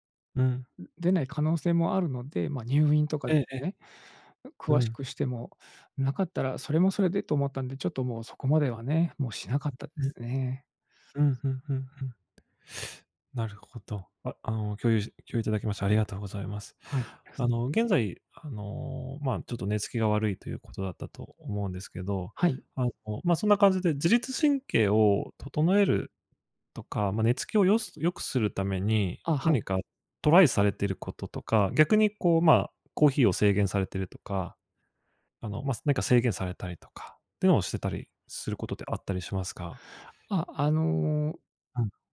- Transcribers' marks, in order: other noise
- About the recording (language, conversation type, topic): Japanese, advice, 夜なかなか寝つけず毎晩寝不足で困っていますが、どうすれば改善できますか？